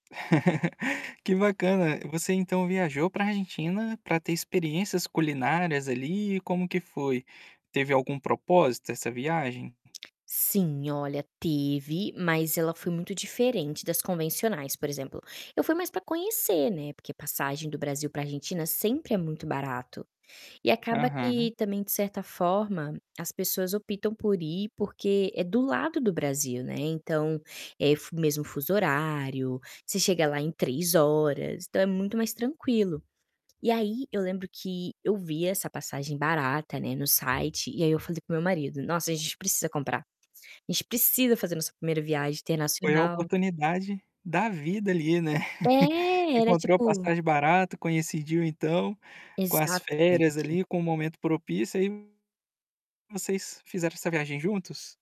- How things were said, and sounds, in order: laugh; tapping; chuckle; distorted speech
- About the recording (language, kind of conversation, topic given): Portuguese, podcast, Como foi a primeira vez que você provou comida de rua?